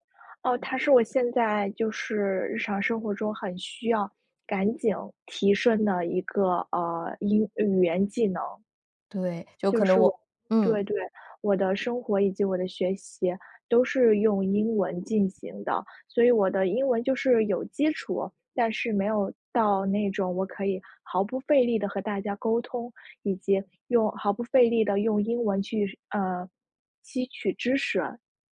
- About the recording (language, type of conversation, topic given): Chinese, advice, 为什么我想同时养成多个好习惯却总是失败？
- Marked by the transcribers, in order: other background noise